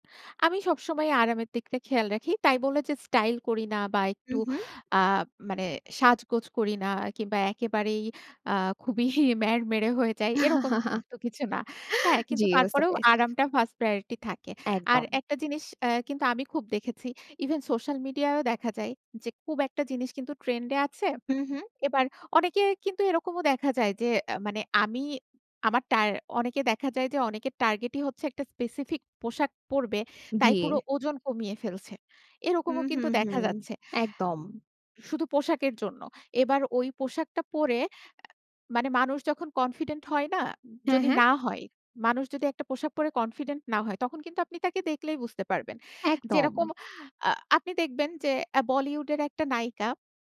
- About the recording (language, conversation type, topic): Bengali, podcast, আরাম আর স্টাইলের মধ্যে আপনি কোনটাকে বেশি গুরুত্ব দেন?
- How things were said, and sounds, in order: laughing while speaking: "খুবই"; chuckle; tapping